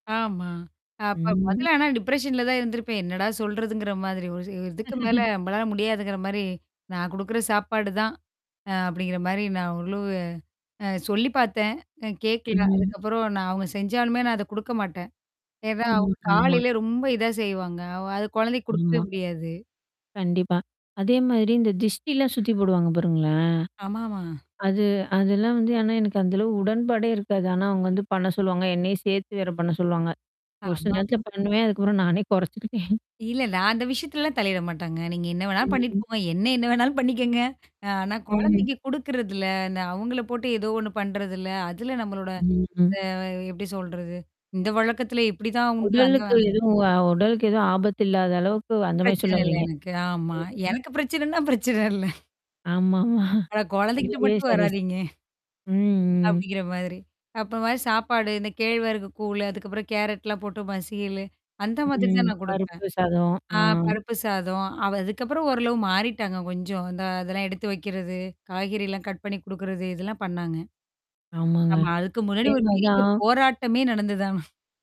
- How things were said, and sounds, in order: mechanical hum; drawn out: "ம்"; in English: "டிப்ரஷன்ல"; laugh; distorted speech; laughing while speaking: "நானே குறைச்சுக்கிட்டேன்"; laughing while speaking: "எனக்கு பிரச்சனைன்னா பிரச்சன இல்ல"; laughing while speaking: "ஆமாமா"; laughing while speaking: "வராதீங்க"; in English: "கட்"; chuckle
- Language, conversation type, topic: Tamil, podcast, குழந்தை வளர்ப்பு முறையில் தலைமுறைகளுக்கிடையே என்னென்ன வேறுபாடுகளை நீங்கள் கவனித்திருக்கிறீர்கள்?